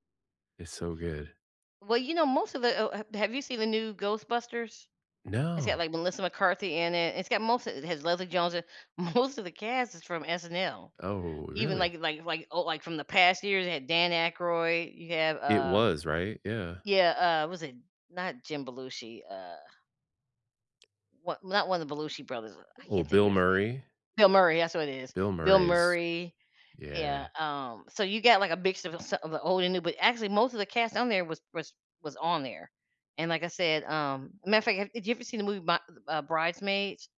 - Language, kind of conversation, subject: English, unstructured, What comedians or comedy specials never fail to make you laugh, and why do they click with you?
- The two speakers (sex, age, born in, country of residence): female, 55-59, United States, United States; male, 50-54, United States, United States
- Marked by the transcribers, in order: laughing while speaking: "most"; other background noise